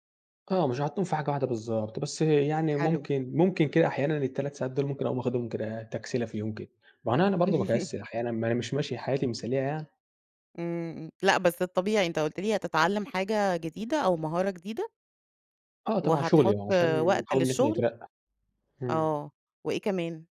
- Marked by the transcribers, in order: laugh; tapping
- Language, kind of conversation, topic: Arabic, podcast, إزاي بتوازن بين الشغل وحياة الأسرة اليومية؟